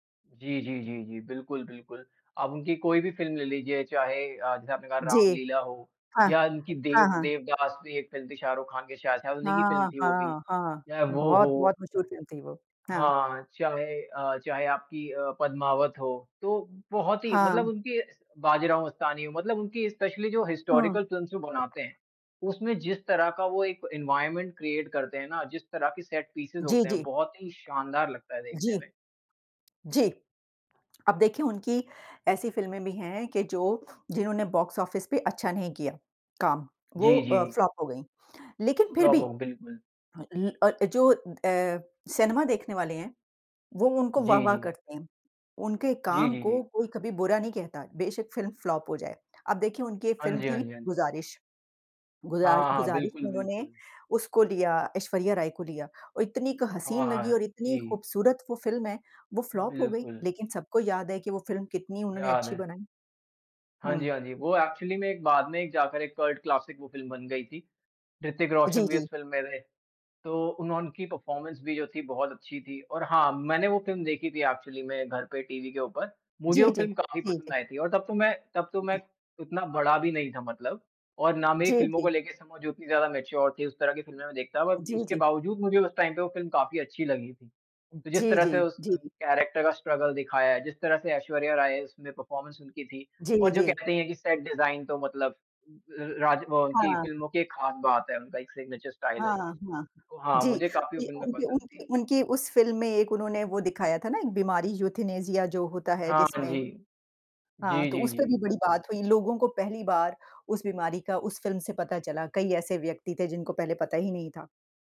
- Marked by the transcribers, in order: in English: "स्पेशली"; in English: "हिस्टोरिकल फ़िल्म्स"; other noise; in English: "एनवायरनमेंट क्रिएट"; in English: "सेट पीसेस"; in English: "फ्लॉप"; in English: "फ्लॉप"; in English: "फ्लॉप"; in English: "फ्लॉप"; in English: "एक्चुअली"; in English: "कल्ट क्लासिक"; in English: "परफ़ॉरमेंस"; in English: "एक्चुअली"; other background noise; in English: "मैच्योर"; in English: "बट"; in English: "टाइम"; in English: "कैरेक्टर"; in English: "स्ट्रगल"; in English: "परफ़ॉर्मेंस"; in English: "सेट डिज़ाइन"; in English: "सिग्नेचर स्टाइल"
- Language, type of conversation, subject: Hindi, unstructured, किस फिल्म का सेट डिज़ाइन आपको सबसे अधिक आकर्षित करता है?